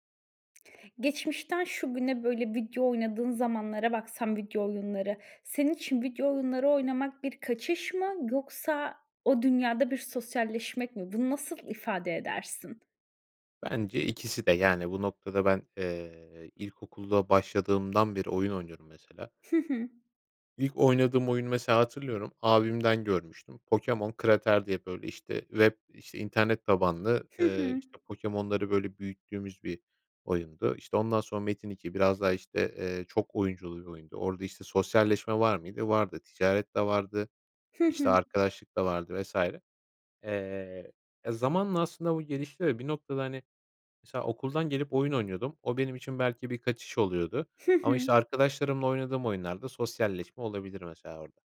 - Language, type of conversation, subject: Turkish, podcast, Video oyunları senin için bir kaçış mı, yoksa sosyalleşme aracı mı?
- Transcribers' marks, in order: other background noise